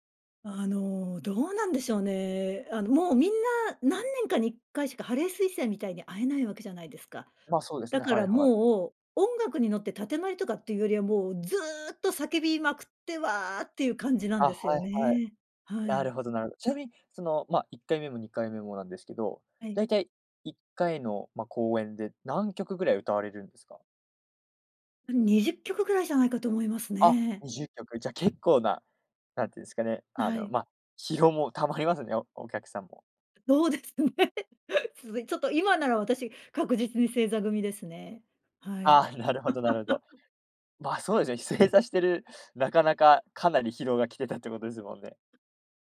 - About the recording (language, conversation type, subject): Japanese, podcast, 自分の人生を表すプレイリストはどんな感じですか？
- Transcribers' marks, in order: laughing while speaking: "そうですね"; chuckle; laughing while speaking: "あ、なるほど なるほど"; laugh